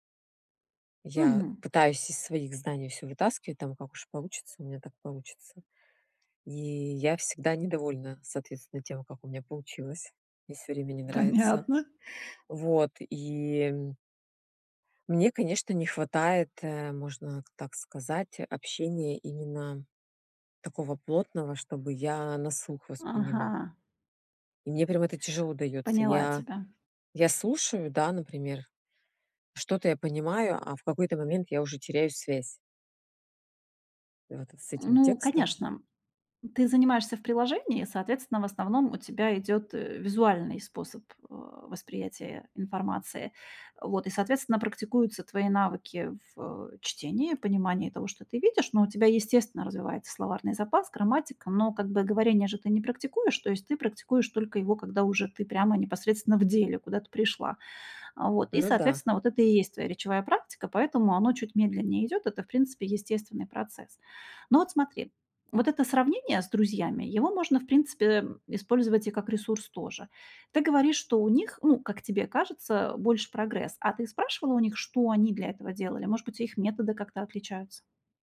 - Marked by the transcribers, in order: laughing while speaking: "Понятно"
- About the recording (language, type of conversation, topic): Russian, advice, Почему я постоянно сравниваю свои достижения с достижениями друзей и из-за этого чувствую себя хуже?